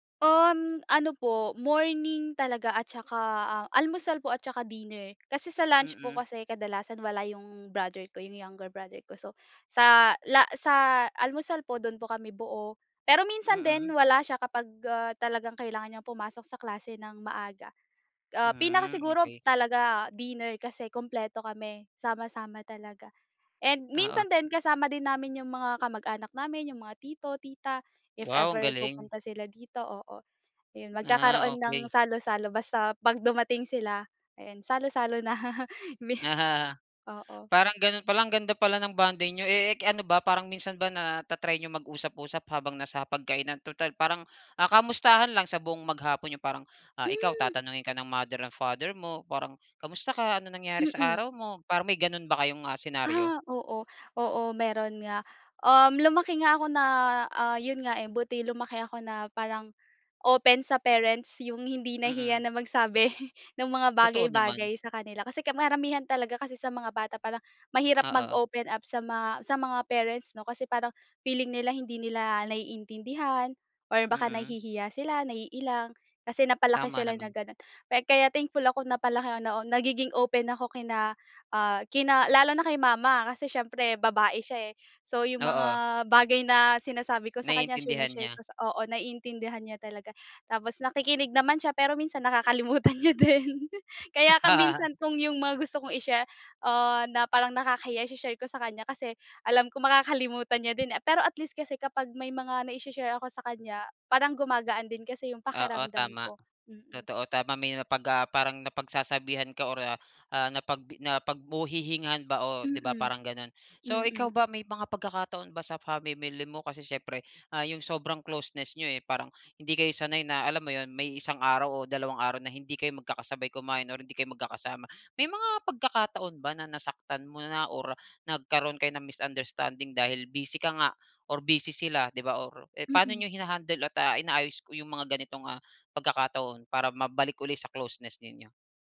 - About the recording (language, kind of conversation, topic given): Filipino, podcast, Ano ang ginagawa ninyo para manatiling malapit sa isa’t isa kahit abala?
- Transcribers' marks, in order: unintelligible speech; laughing while speaking: "na"; laughing while speaking: "magsabi"; laughing while speaking: "nakakalimutan niya din"